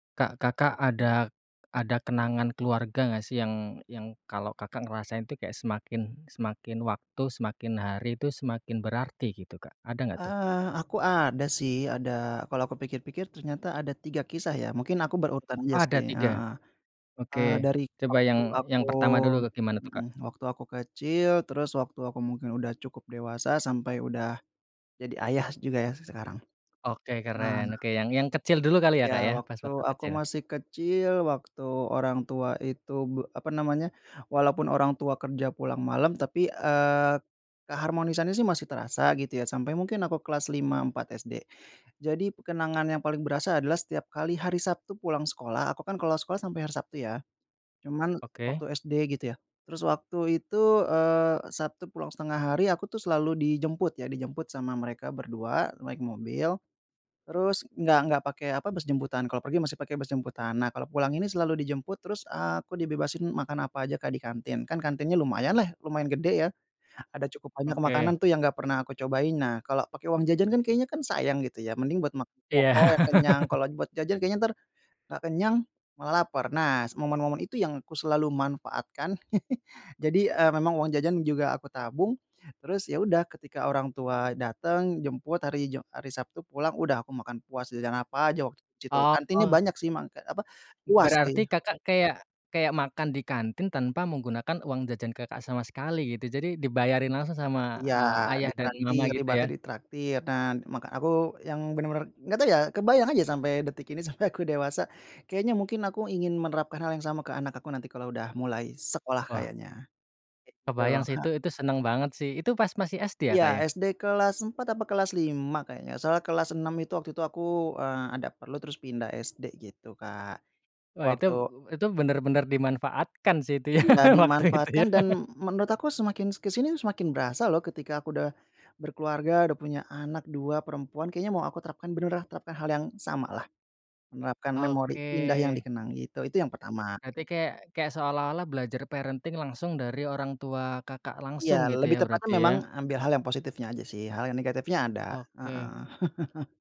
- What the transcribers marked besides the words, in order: laugh; chuckle; "sih" said as "tih"; laughing while speaking: "sampai"; laughing while speaking: "ya waktu itu ya"; in English: "parenting"; laugh
- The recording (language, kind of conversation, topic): Indonesian, podcast, Kenangan keluarga apa yang semakin berarti seiring berjalannya waktu?